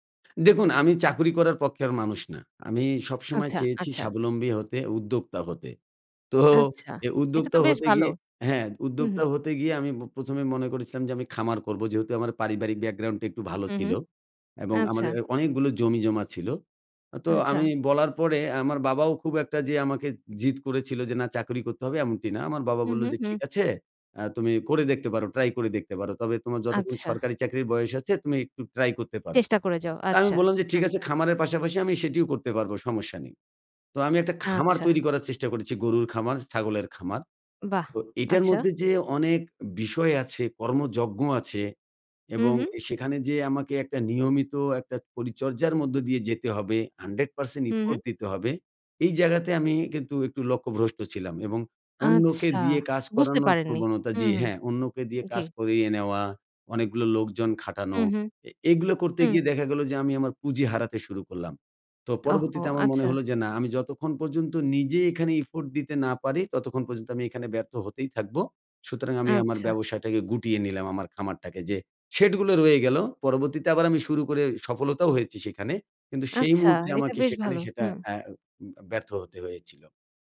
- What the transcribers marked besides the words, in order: in English: "hundred percent effort"; in English: "effort"
- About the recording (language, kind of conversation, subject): Bengali, podcast, ব্যর্থ হলে তুমি কীভাবে আবার ঘুরে দাঁড়াও?